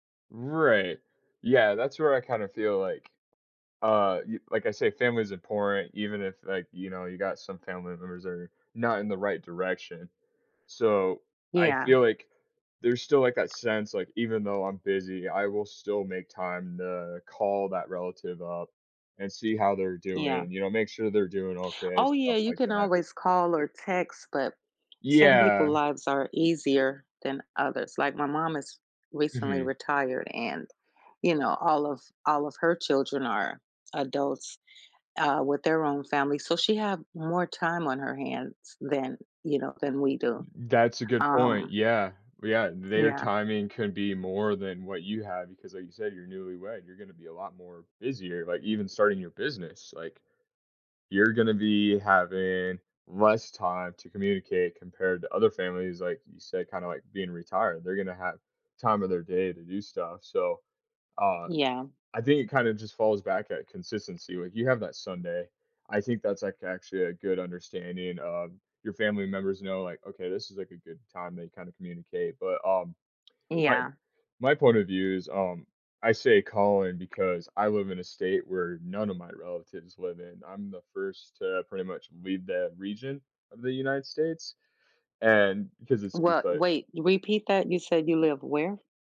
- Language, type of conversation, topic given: English, unstructured, How do you prioritize family time in a busy schedule?
- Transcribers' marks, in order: tapping; other background noise